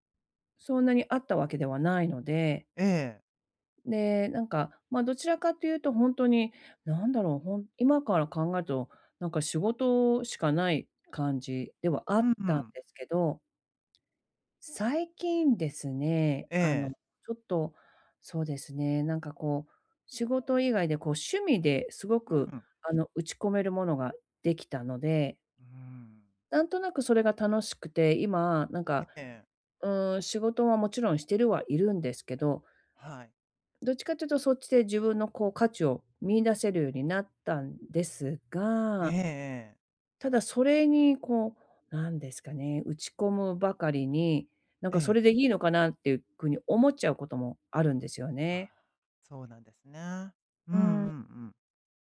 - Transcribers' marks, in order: tapping; sigh
- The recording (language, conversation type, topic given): Japanese, advice, 仕事以外で自分の価値をどうやって見つけられますか？